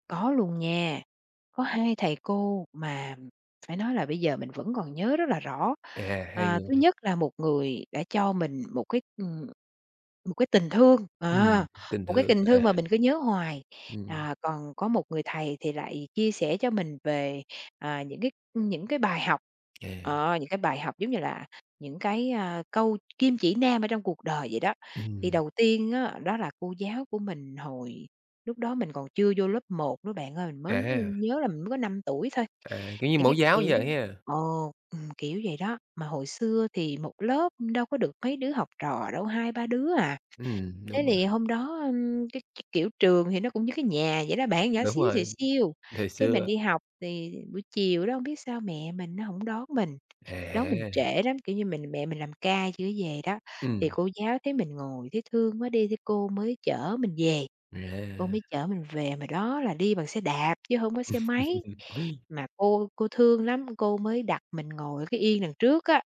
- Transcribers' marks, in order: other background noise; laugh; alarm
- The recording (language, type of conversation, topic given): Vietnamese, podcast, Có thầy hoặc cô nào đã thay đổi bạn rất nhiều không? Bạn có thể kể lại không?